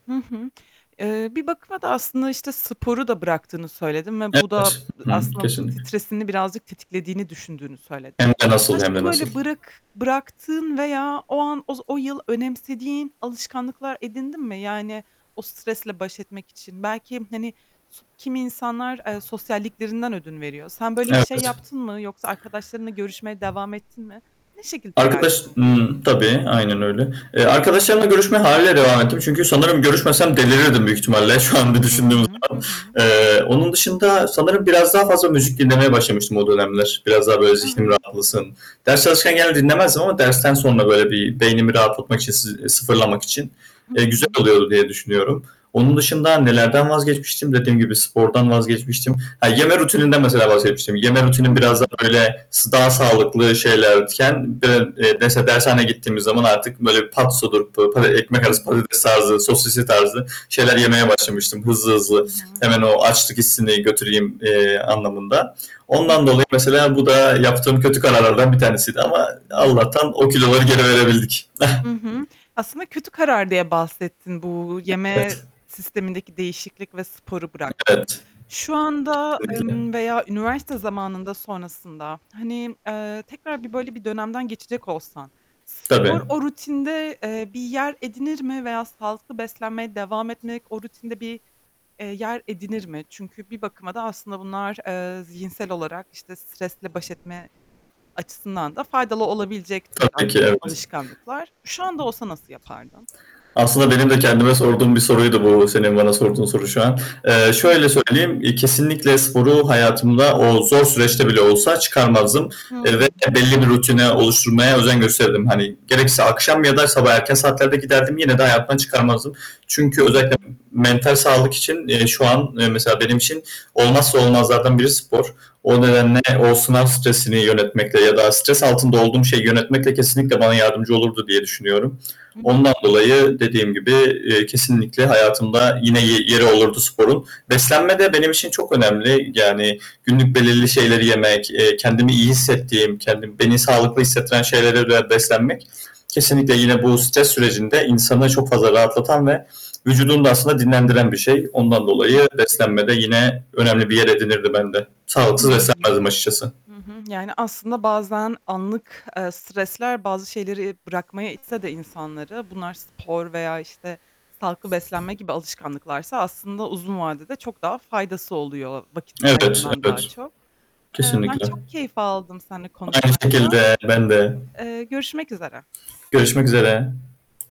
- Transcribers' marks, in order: static; distorted speech; other background noise; tapping; unintelligible speech; chuckle
- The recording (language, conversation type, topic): Turkish, podcast, Sınav stresiyle başa çıkmak için hangi yöntemleri kullanıyorsun?